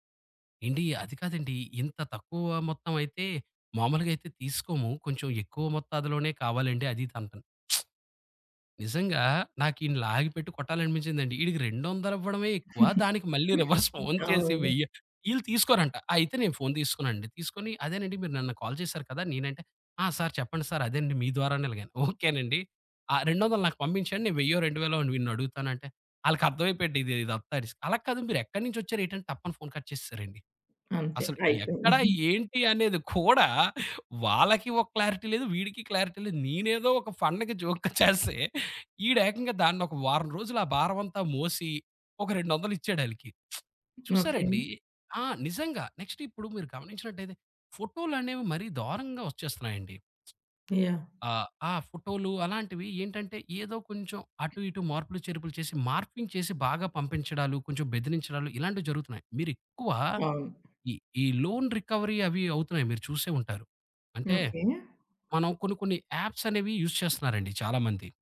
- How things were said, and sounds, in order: lip smack; chuckle; giggle; in English: "రివర్స్"; in English: "కాల్"; in English: "సార్"; in English: "సర్"; giggle; in English: "రిస్క్"; chuckle; in English: "కట్"; chuckle; other background noise; in English: "క్లారిటీ"; in English: "క్లారిటీ"; in English: "ఫన్‌కి జోక్‌గా"; chuckle; lip smack; tapping; in English: "మార్ఫింగ్"; in English: "లోన్ రికవరీ"; in English: "యాప్స్"; in English: "యూజ్"
- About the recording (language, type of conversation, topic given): Telugu, podcast, ఫేక్ న్యూస్‌ను మీరు ఎలా గుర్తించి, ఎలా స్పందిస్తారు?